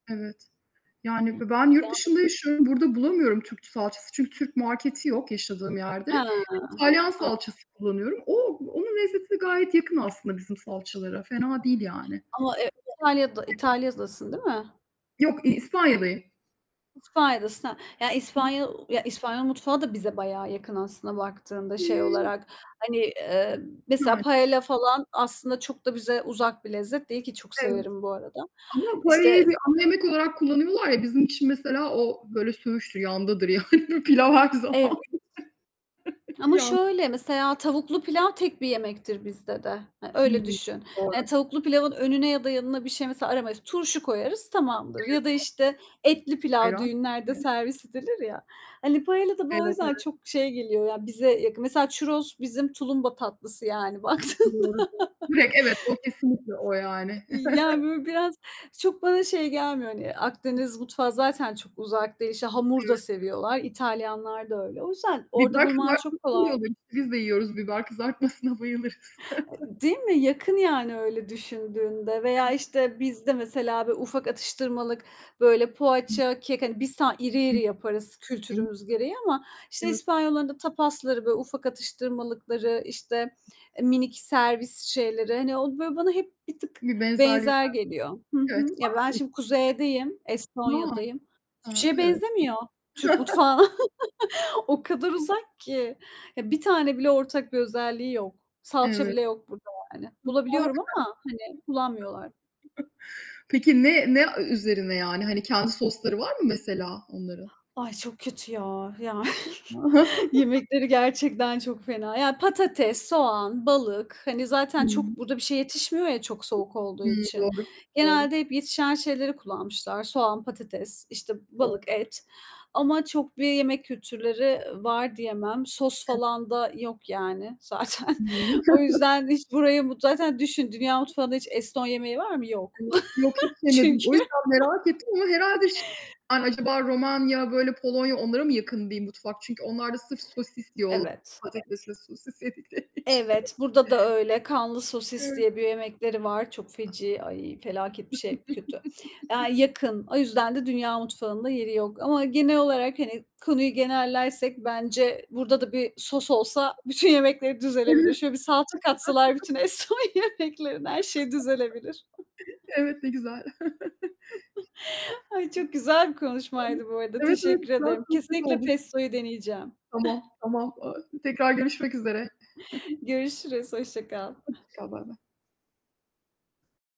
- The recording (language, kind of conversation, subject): Turkish, unstructured, Yemek yaparken hazır sos kullanmak doğru mu?
- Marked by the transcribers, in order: other background noise; distorted speech; tapping; unintelligible speech; unintelligible speech; unintelligible speech; in Spanish: "paella"; in Spanish: "paella'yı"; laughing while speaking: "yani. Pilav her zaman"; chuckle; unintelligible speech; in Spanish: "paella"; in Spanish: "churros"; laughing while speaking: "baktığında. İ yani böyle biraz"; chuckle; chuckle; unintelligible speech; unintelligible speech; chuckle; laugh; unintelligible speech; chuckle; chuckle; unintelligible speech; unintelligible speech; chuckle; laughing while speaking: "zaten"; chuckle; unintelligible speech; chuckle; laughing while speaking: "çünkü"; chuckle; laughing while speaking: "yedikleri için"; chuckle; unintelligible speech; chuckle; laughing while speaking: "bütün yemekleri düzelebilir"; laughing while speaking: "Evet"; laugh; laughing while speaking: "Eston yemeklerine her şeyi düzelebilir"; chuckle; static; unintelligible speech; chuckle; laughing while speaking: "Ay, çok güzel bir konuşmaydı bu arada"; chuckle; chuckle